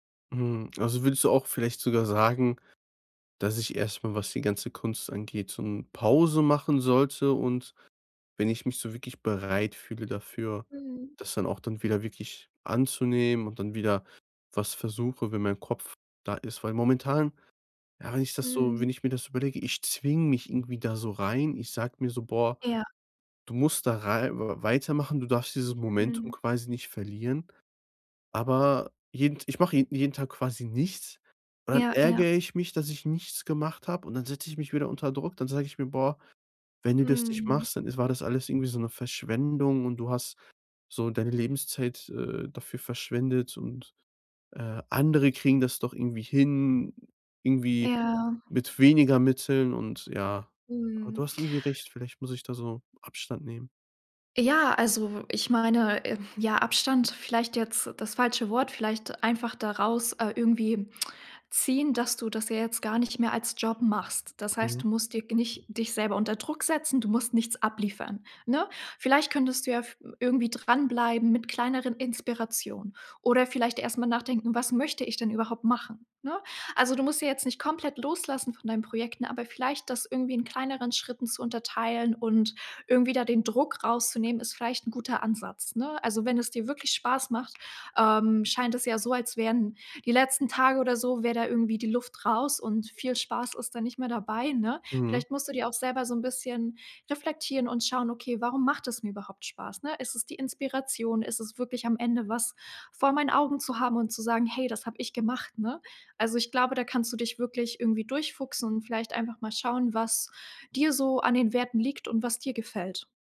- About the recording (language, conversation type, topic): German, advice, Wie finde ich nach einer Trennung wieder Sinn und neue Orientierung, wenn gemeinsame Zukunftspläne weggebrochen sind?
- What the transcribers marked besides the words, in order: other background noise